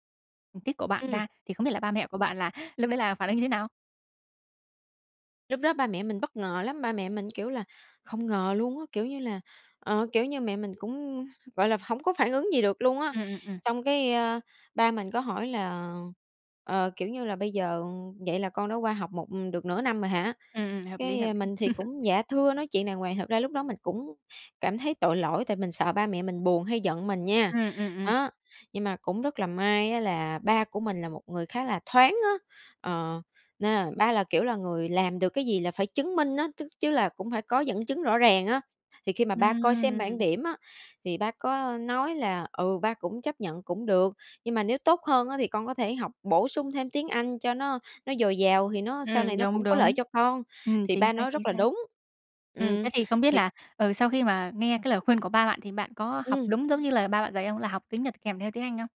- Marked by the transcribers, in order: tapping; chuckle; other background noise
- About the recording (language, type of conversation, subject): Vietnamese, podcast, Bạn cân bằng giữa kỳ vọng của gia đình và khát vọng cá nhân như thế nào?